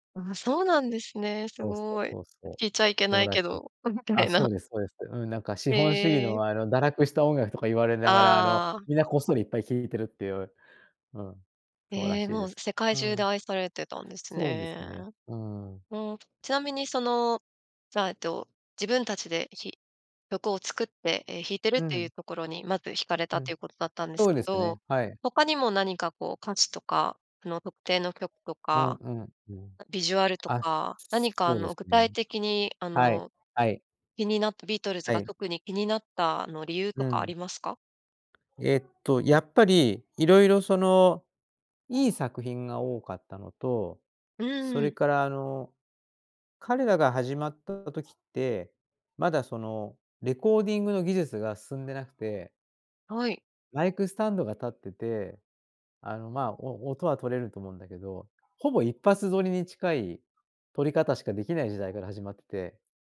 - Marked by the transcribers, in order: unintelligible speech
- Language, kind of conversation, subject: Japanese, podcast, 一番影響を受けたアーティストはどなたですか？